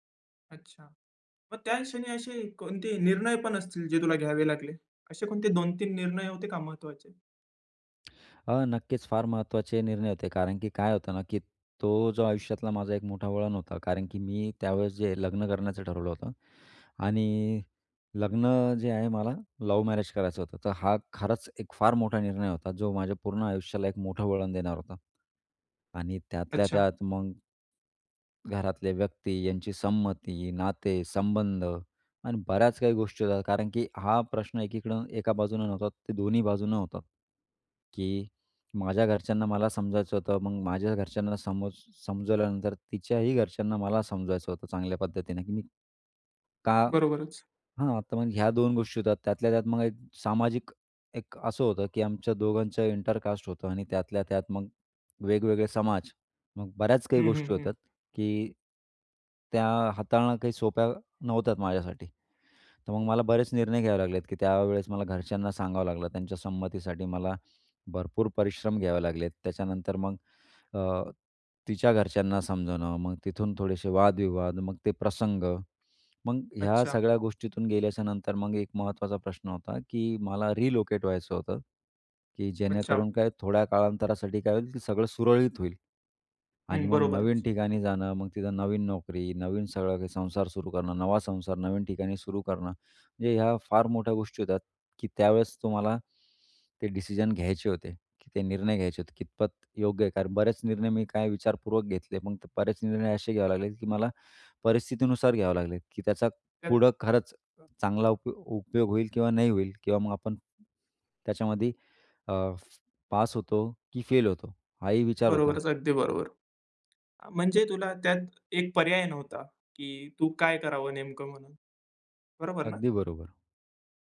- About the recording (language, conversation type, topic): Marathi, podcast, तुझ्या आयुष्यातला एक मोठा वळण कोणता होता?
- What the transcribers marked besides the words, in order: tapping; other background noise; horn; in English: "इंटरकास्ट"; in English: "रिलोकेट"